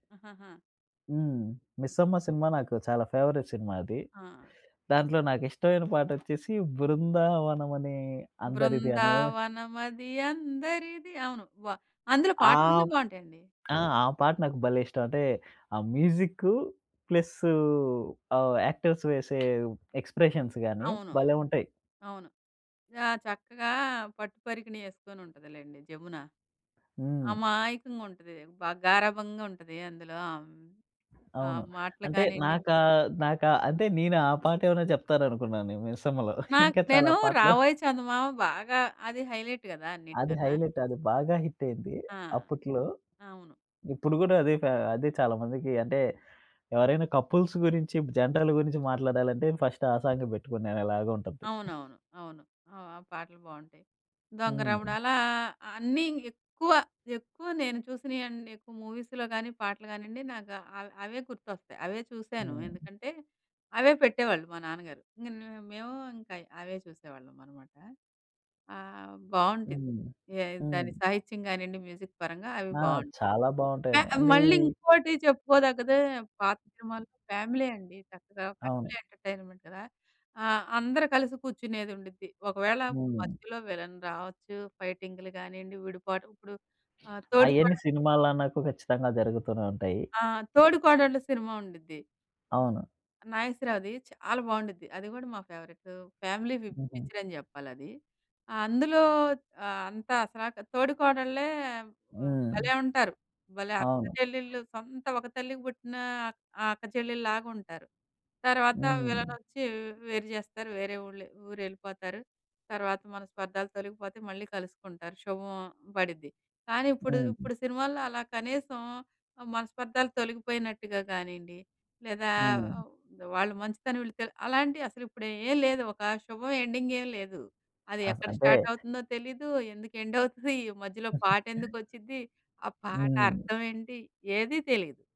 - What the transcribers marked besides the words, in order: other background noise; in English: "ఫేవరెట్"; singing: "బృందావనమది అందరిది"; in English: "యాక్టర్స్"; tapping; in English: "ఎక్స్‌ప్రెషన్స్"; laughing while speaking: "ఇంకా చాలా పాటలు"; in English: "హైలైట్"; in English: "హైలైట్"; in English: "కపుల్స్"; in English: "ఫస్ట్"; in English: "మూవీస్‌లో"; in English: "మ్యూజిక్"; in English: "అండ్"; in English: "ఫ్యామిలీ"; in English: "ఫ్యామిలీ ఎంటర్‌టైన్‌మెంట్"; laughing while speaking: "ఎండవుతదీ"; chuckle
- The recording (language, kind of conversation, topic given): Telugu, podcast, ఏ పాట వినగానే మీకు వెంటనే చిన్నతనపు జ్ఞాపకాలు గుర్తుకొస్తాయి?
- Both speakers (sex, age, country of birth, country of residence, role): female, 40-44, India, India, guest; male, 25-29, India, India, host